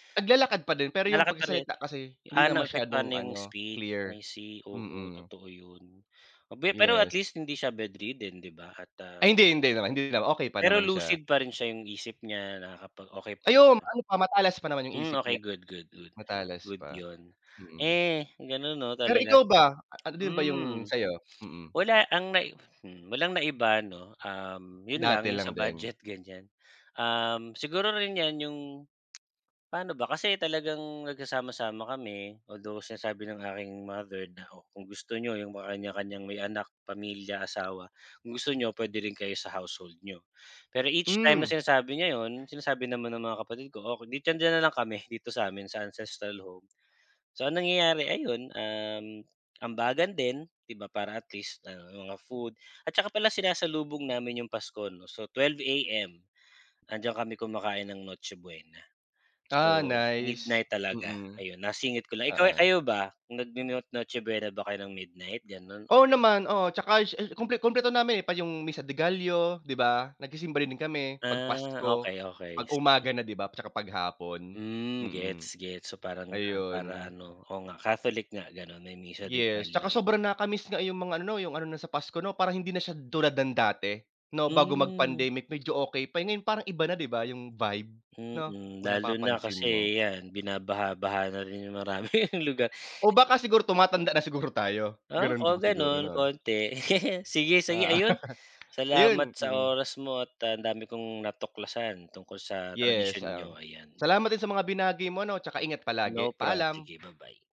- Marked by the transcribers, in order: other background noise; tongue click; tapping; laughing while speaking: "maraming lugar"; chuckle; horn; laugh
- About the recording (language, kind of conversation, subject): Filipino, unstructured, Anong mga tradisyon ang nagpapasaya sa’yo tuwing Pasko?